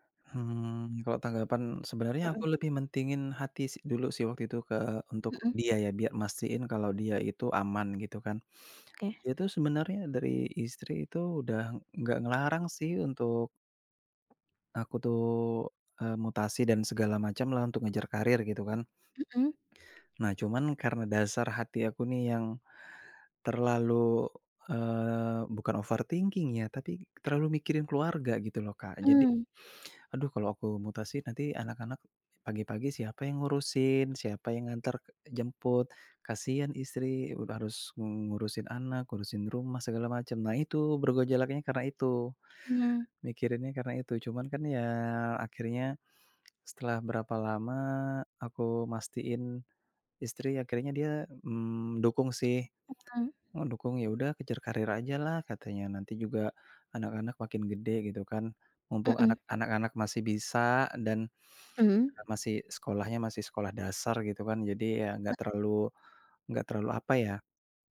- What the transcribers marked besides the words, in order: unintelligible speech
- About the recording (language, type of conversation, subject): Indonesian, podcast, Gimana cara kamu menimbang antara hati dan logika?